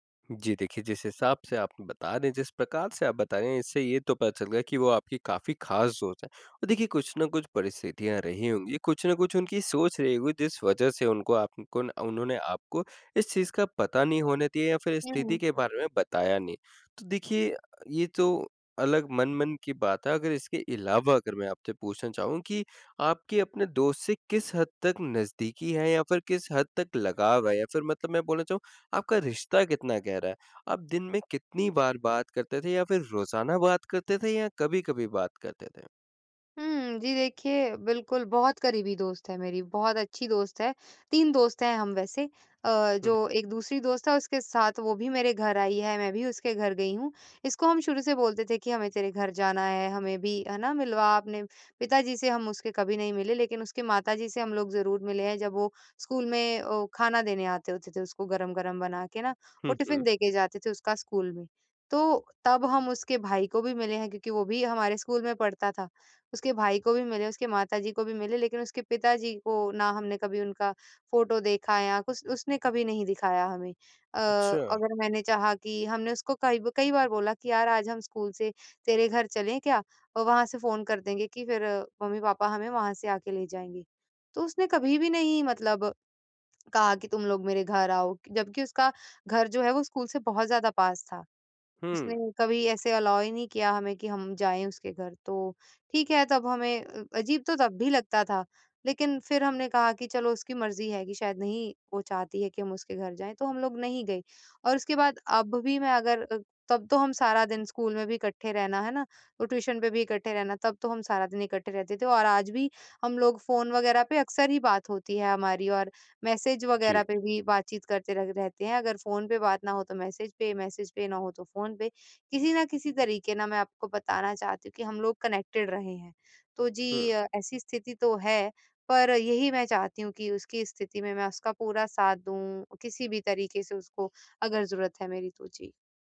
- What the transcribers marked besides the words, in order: "जिस" said as "दिस"; in English: "टिफ़िन"; in English: "अलाउ"; in English: "कनेक्टेड"
- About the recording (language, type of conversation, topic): Hindi, advice, मैं मुश्किल समय में अपने दोस्त का साथ कैसे दे सकता/सकती हूँ?